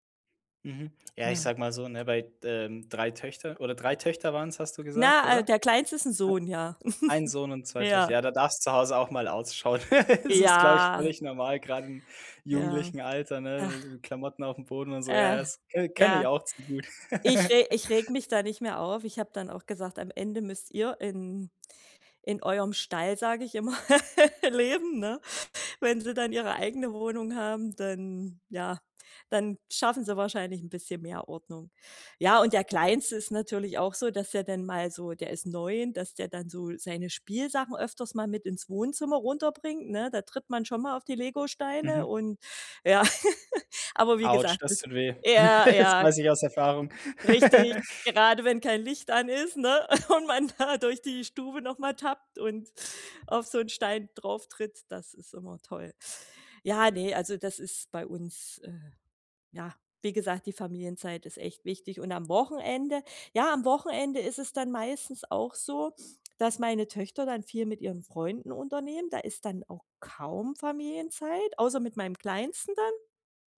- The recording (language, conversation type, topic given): German, podcast, Wie schafft ihr es trotz Stress, jeden Tag Familienzeit zu haben?
- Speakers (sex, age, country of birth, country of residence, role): female, 40-44, Germany, Germany, guest; male, 25-29, Germany, Germany, host
- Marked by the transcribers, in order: other background noise; unintelligible speech; chuckle; giggle; drawn out: "Ja"; chuckle; laughing while speaking: "immer"; laugh; chuckle; chuckle; chuckle; laughing while speaking: "und man da"; tapping